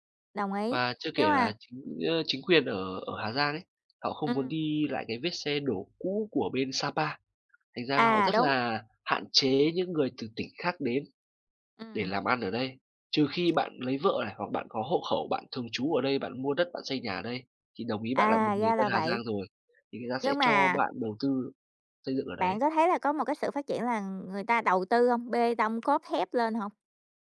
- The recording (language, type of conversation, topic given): Vietnamese, unstructured, Bạn nghĩ gì về việc du lịch khiến người dân địa phương bị đẩy ra khỏi nhà?
- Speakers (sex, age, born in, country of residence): female, 30-34, Vietnam, United States; male, 25-29, Vietnam, Vietnam
- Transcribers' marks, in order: tapping; other background noise